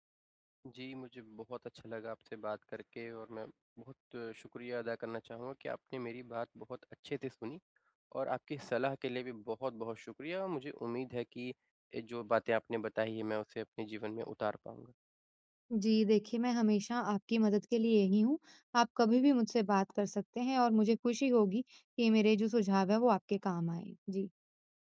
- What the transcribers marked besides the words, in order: none
- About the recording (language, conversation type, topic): Hindi, advice, मैं अपने भावनात्मक ट्रिगर और उनकी प्रतिक्रियाएँ कैसे पहचानूँ?